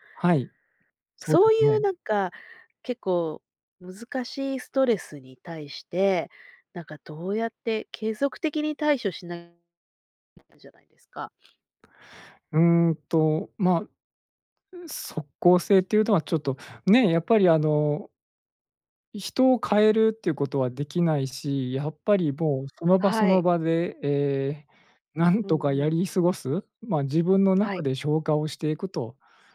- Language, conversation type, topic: Japanese, podcast, ストレスがたまったとき、普段はどのように対処していますか？
- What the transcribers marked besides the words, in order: none